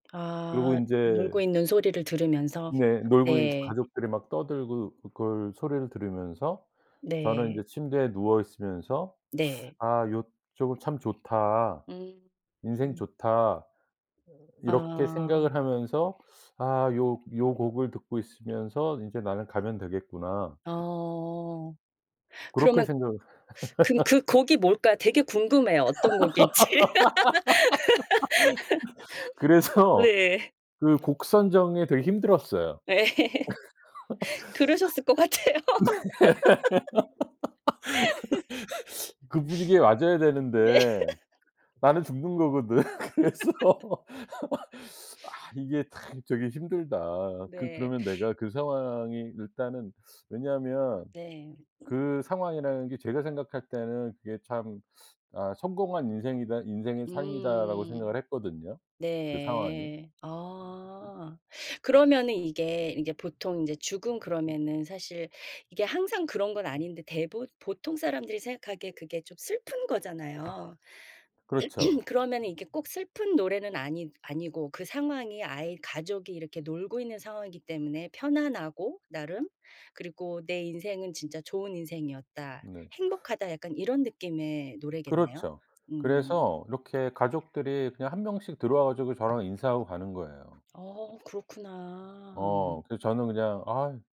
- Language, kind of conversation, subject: Korean, podcast, 인생 곡을 하나만 꼽는다면 어떤 곡인가요?
- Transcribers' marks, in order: tapping; other background noise; other noise; laugh; laughing while speaking: "그래서"; laughing while speaking: "곡일지"; laugh; laughing while speaking: "네"; laugh; laugh; laugh; laughing while speaking: "그래서"; laugh; laughing while speaking: "같아요"; laugh; sniff; laugh; throat clearing